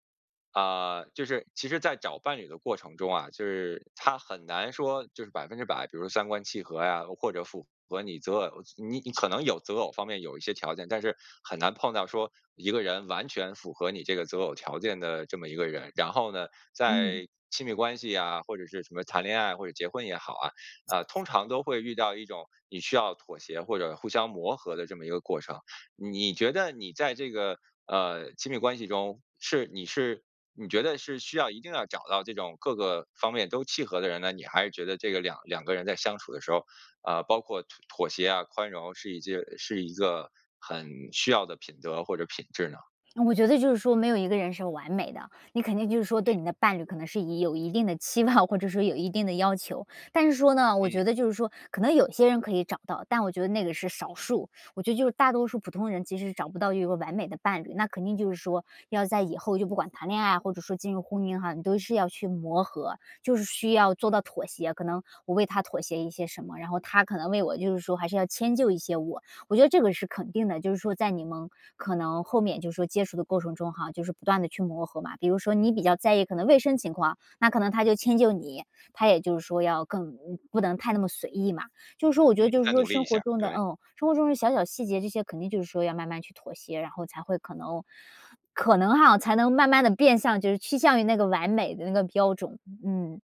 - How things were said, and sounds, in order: other background noise; laughing while speaking: "望"
- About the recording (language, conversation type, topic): Chinese, podcast, 选择伴侣时你最看重什么？